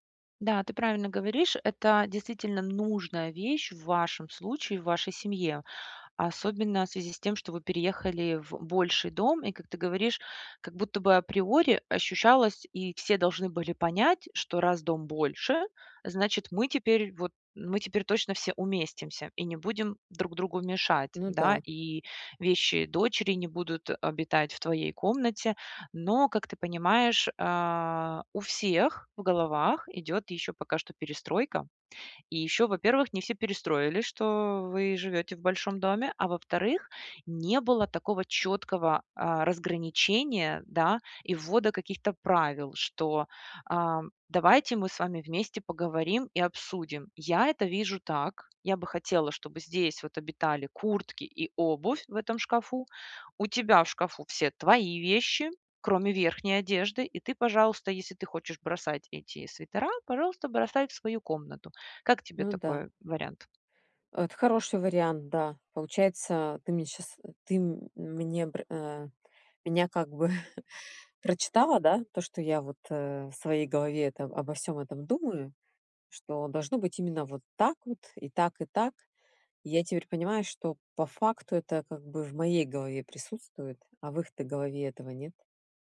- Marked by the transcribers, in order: laughing while speaking: "как бы"
- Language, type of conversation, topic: Russian, advice, Как договориться о границах и правилах совместного пользования общей рабочей зоной?